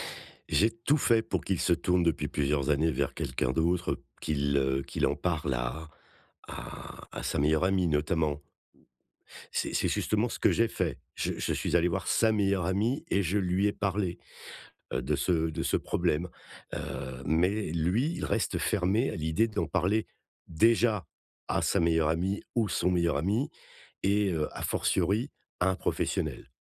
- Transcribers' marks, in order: stressed: "lui"; stressed: "déjà"
- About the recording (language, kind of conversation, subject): French, advice, Pourquoi avons-nous toujours les mêmes disputes dans notre couple ?